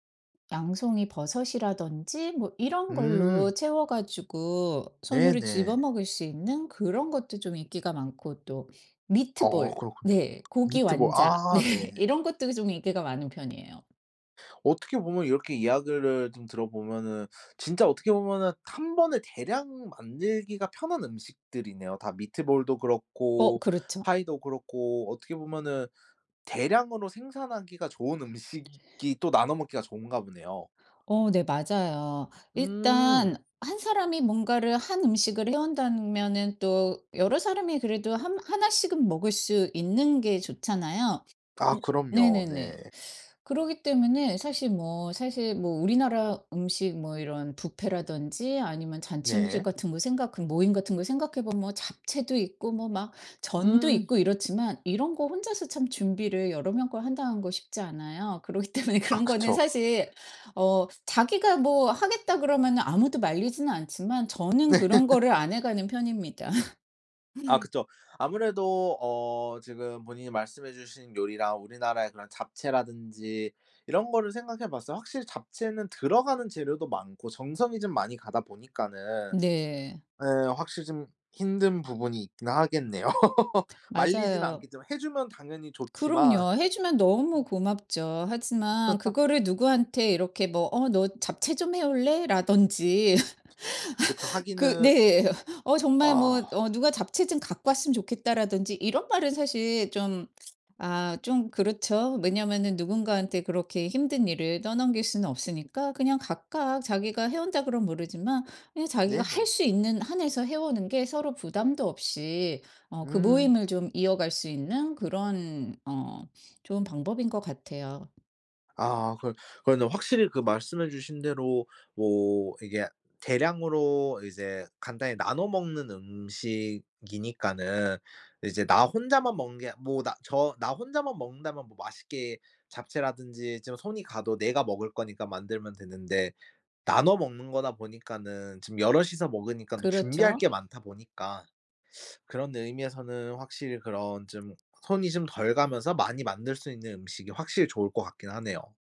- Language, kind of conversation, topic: Korean, podcast, 간단히 나눠 먹기 좋은 음식 추천해줄래?
- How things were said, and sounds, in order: other background noise; tapping; laughing while speaking: "네"; laughing while speaking: "때문에"; laugh; laugh; laugh; laugh; laugh; laughing while speaking: "네"; teeth sucking